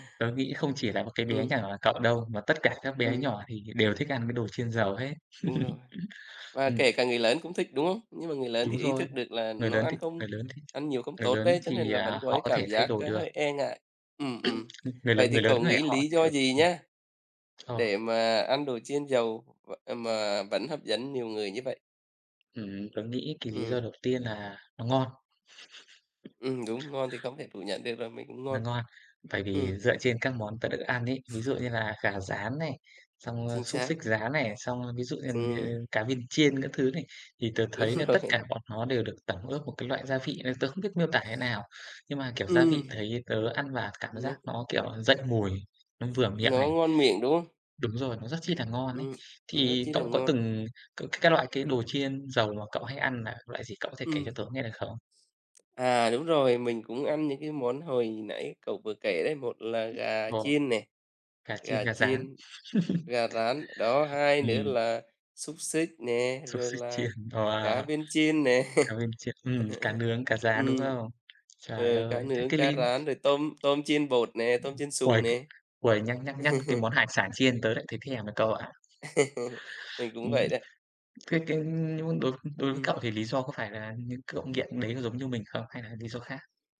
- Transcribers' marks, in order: laugh; other background noise; tapping; laugh; laughing while speaking: "Đúng rồi"; laugh; laughing while speaking: "nè"; laugh; laugh; laugh
- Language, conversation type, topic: Vietnamese, unstructured, Tại sao nhiều người vẫn thích ăn đồ chiên ngập dầu dù biết không tốt?